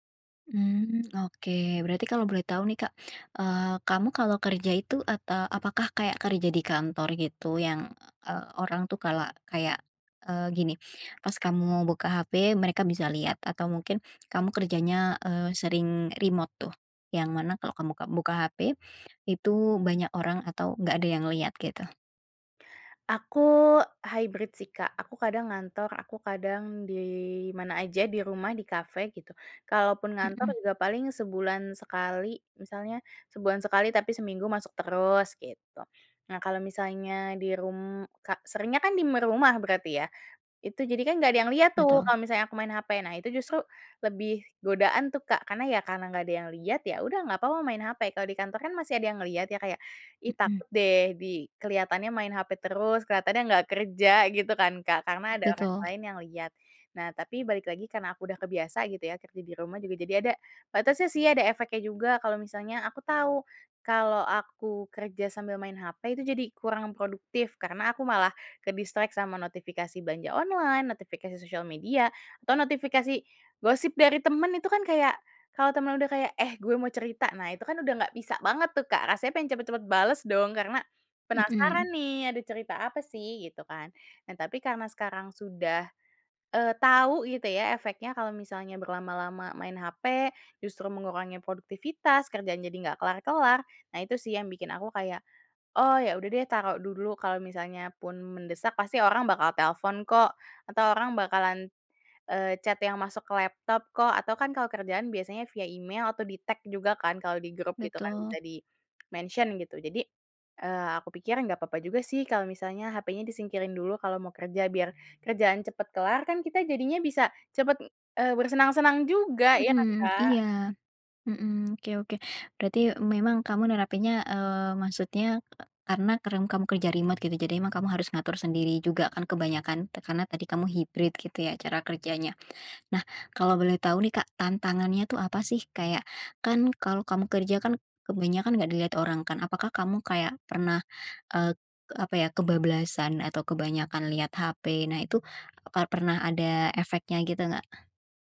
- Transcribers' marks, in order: in English: "remote"; in English: "hybrid"; other background noise; in English: "kedistract"; in English: "di-tag"; in English: "dimention"; in English: "remote"
- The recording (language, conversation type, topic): Indonesian, podcast, Apa trik sederhana yang kamu pakai agar tetap fokus bekerja tanpa terganggu oleh ponsel?